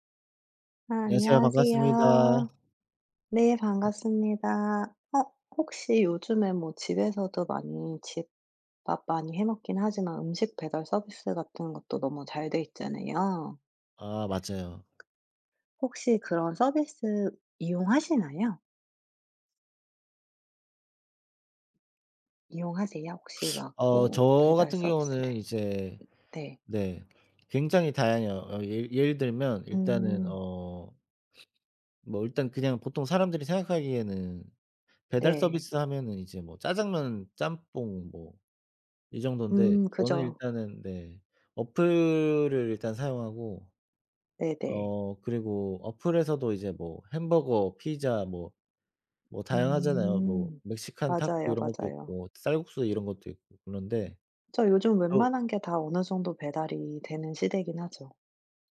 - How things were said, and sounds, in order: tapping
- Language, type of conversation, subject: Korean, unstructured, 음식 배달 서비스를 너무 자주 이용하는 것은 문제가 될까요?